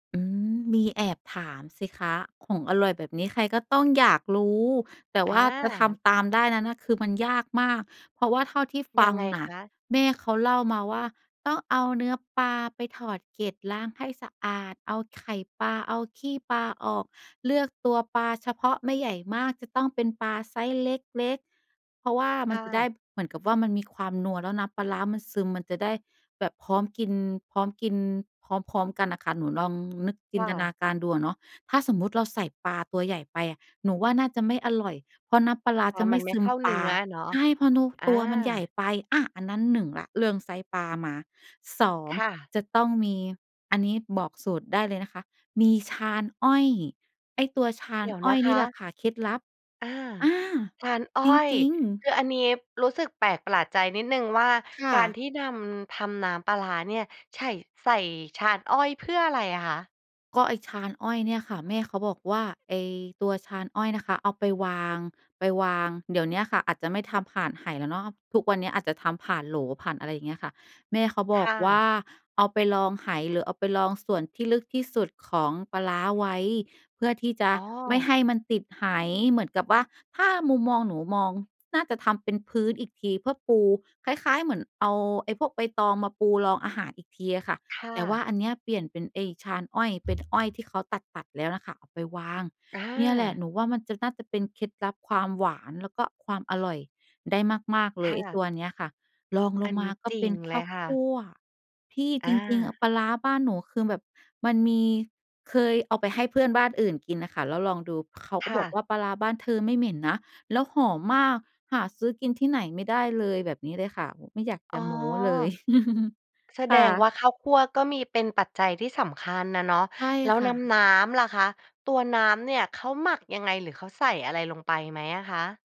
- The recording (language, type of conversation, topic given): Thai, podcast, อาหารแบบบ้าน ๆ ของครอบครัวคุณบอกอะไรเกี่ยวกับวัฒนธรรมของคุณบ้าง?
- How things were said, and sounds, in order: tapping; other noise; chuckle